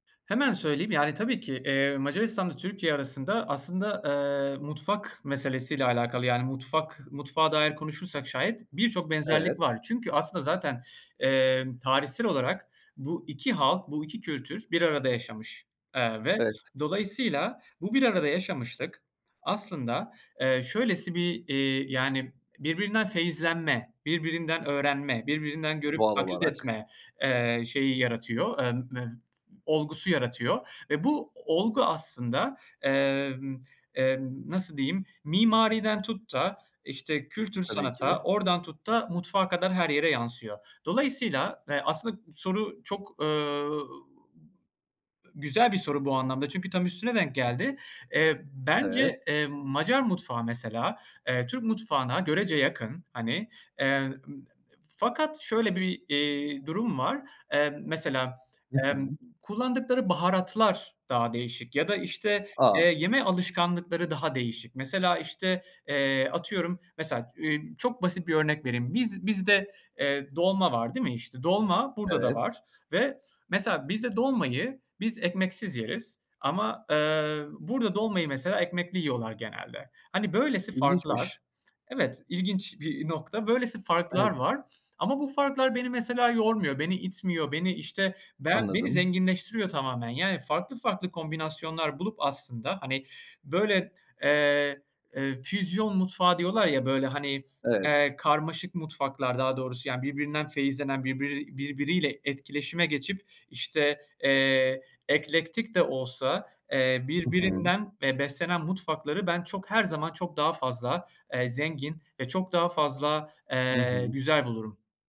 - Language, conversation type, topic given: Turkish, podcast, İki kültür arasında olmak nasıl hissettiriyor?
- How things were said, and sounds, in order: unintelligible speech